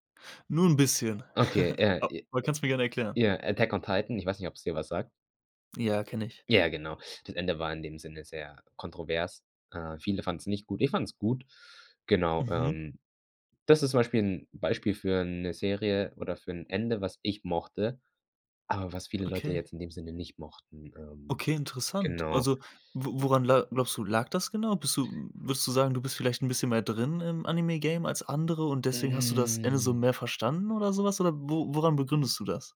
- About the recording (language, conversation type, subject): German, podcast, Warum reagieren Fans so stark auf Serienenden?
- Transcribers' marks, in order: laugh; drawn out: "Hm"